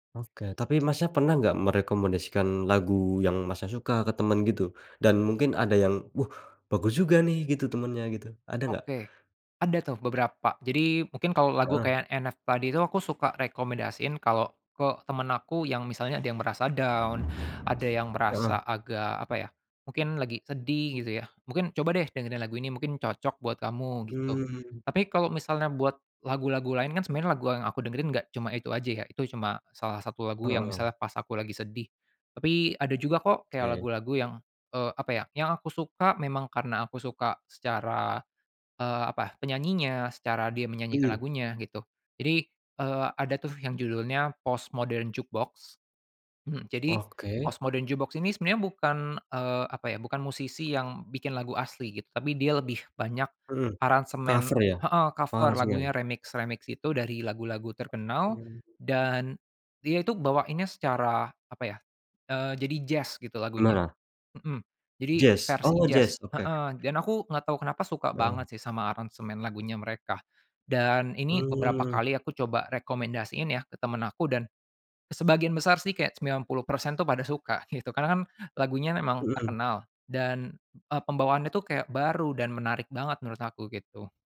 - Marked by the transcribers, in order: other weather sound; in English: "down"; other background noise; tapping; in English: "remix-remix"; unintelligible speech
- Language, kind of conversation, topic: Indonesian, podcast, Bagaimana musik membantu kamu melewati masa-masa sulit?
- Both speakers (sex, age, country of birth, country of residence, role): male, 25-29, Indonesia, Indonesia, guest; male, 25-29, Indonesia, Indonesia, host